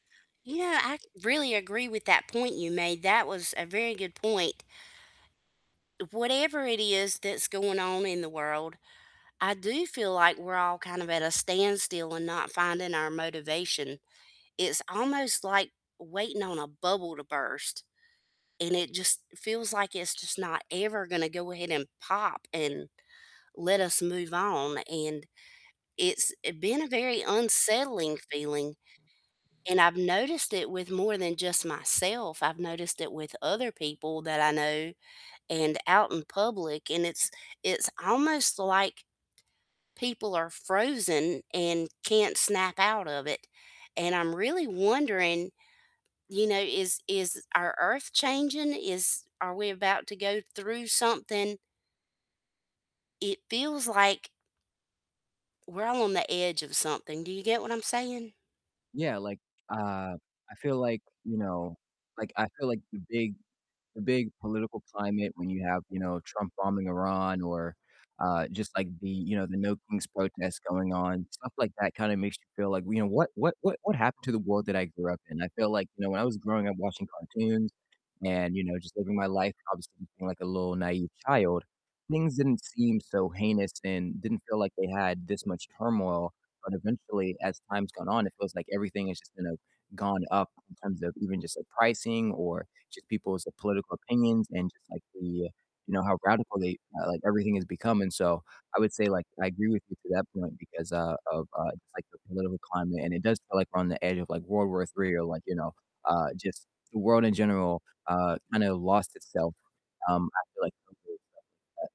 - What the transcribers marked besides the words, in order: static; background speech; tapping; distorted speech; unintelligible speech
- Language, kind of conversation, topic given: English, unstructured, What will you stop doing this year to make room for what matters most to you?